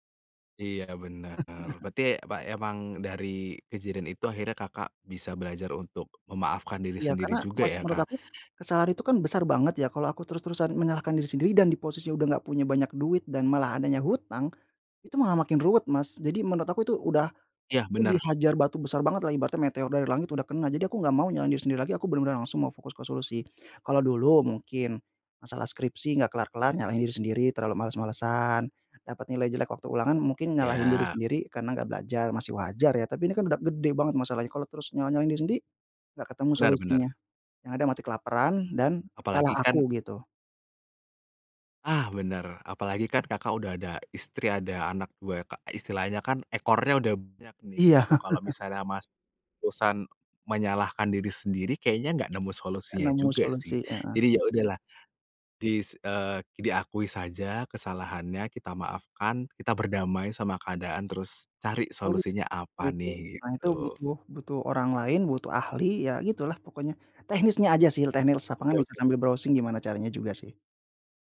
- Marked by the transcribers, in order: chuckle; chuckle; "Teknisnya" said as "tehnisnya"; "teknis" said as "tehnis"; in English: "browsing"
- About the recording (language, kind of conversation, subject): Indonesian, podcast, Bagaimana kamu belajar memaafkan diri sendiri setelah membuat kesalahan besar?